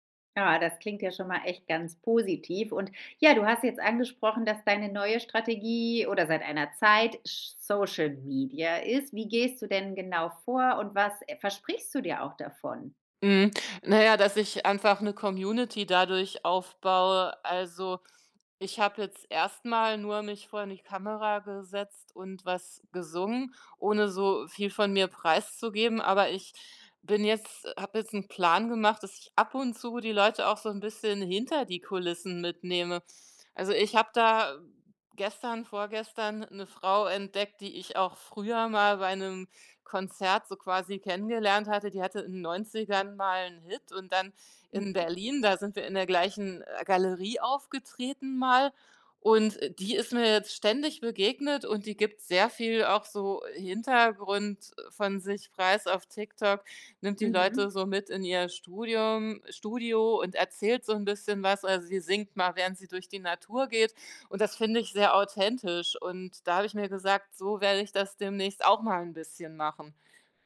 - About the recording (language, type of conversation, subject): German, podcast, Hast du einen beruflichen Traum, den du noch verfolgst?
- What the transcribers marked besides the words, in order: in English: "Community"